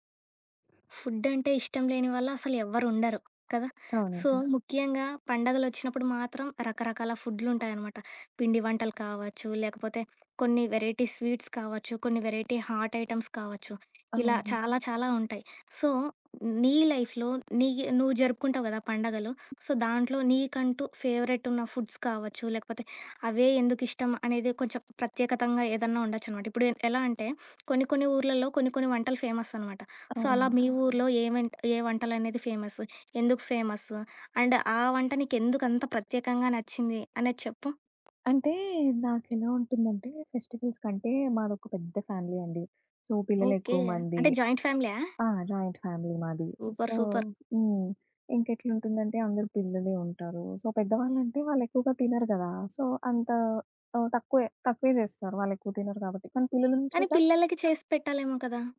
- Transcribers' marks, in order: other background noise; in English: "సో"; in English: "వెరైటీ స్వీట్స్"; in English: "వెరైటీ హాట్ ఐటమ్స్"; in English: "సో"; in English: "లైఫ్‌లో"; in English: "సో"; in English: "ఫేవరెట్"; in English: "ఫుడ్స్"; in English: "ఫేమస్"; in English: "సో"; in English: "ఫేమస్?"; in English: "అండ్"; tapping; in English: "ఫెస్టివల్స్"; in English: "ఫ్యామిలీ"; in English: "సో"; in English: "జాయింట్"; in English: "జాయింట్ ఫ్యామిలీ"; in English: "సో"; in English: "సూపర్. సూపర్"; in English: "సో"; in English: "సో"
- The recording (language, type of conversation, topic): Telugu, podcast, ఏ పండుగ వంటకాలు మీకు ప్రత్యేకంగా ఉంటాయి?